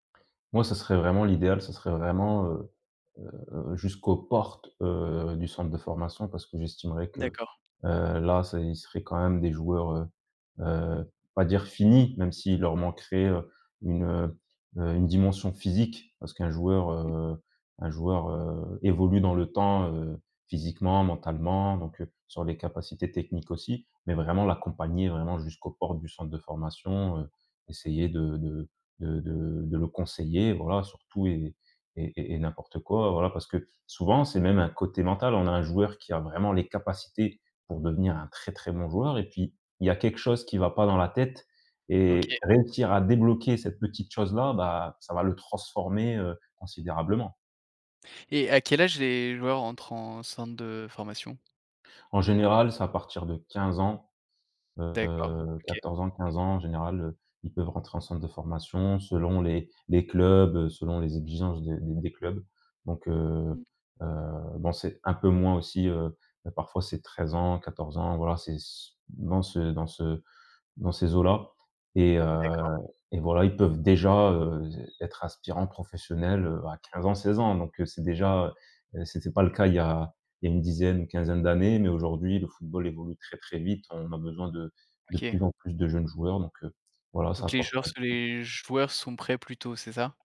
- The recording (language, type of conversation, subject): French, podcast, Peux-tu me parler d’un projet qui te passionne en ce moment ?
- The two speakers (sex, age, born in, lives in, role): male, 25-29, France, France, guest; male, 30-34, France, France, host
- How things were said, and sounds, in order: unintelligible speech; other background noise; unintelligible speech